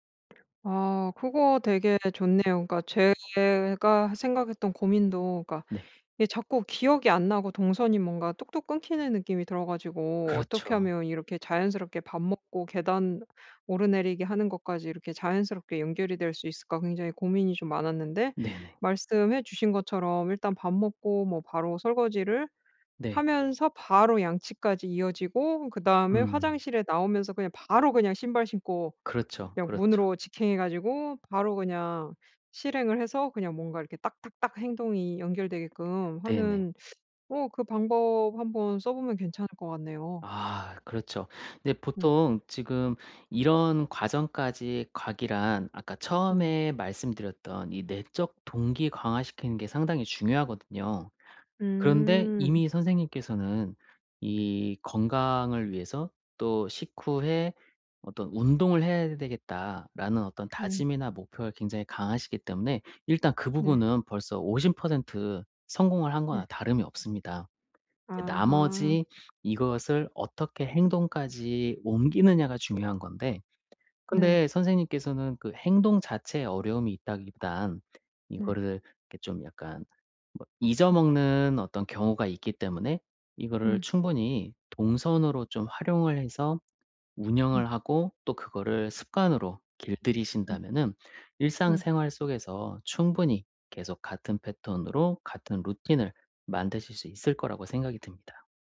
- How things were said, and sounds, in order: tapping; other background noise
- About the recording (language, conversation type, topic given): Korean, advice, 지속 가능한 자기관리 습관을 만들고 동기를 꾸준히 유지하려면 어떻게 해야 하나요?